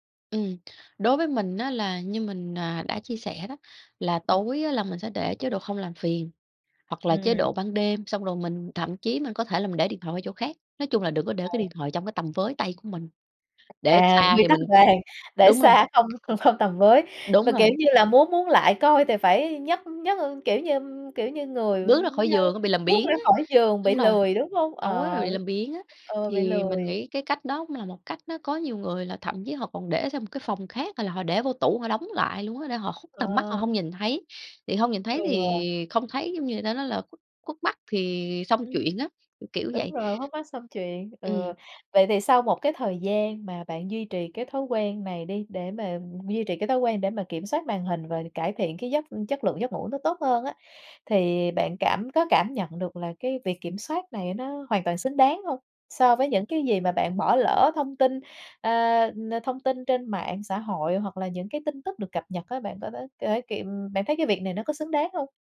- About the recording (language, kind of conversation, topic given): Vietnamese, podcast, Bạn quản lý việc dùng điện thoại hoặc các thiết bị có màn hình trước khi đi ngủ như thế nào?
- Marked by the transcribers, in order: other background noise; laughing while speaking: "không"; tapping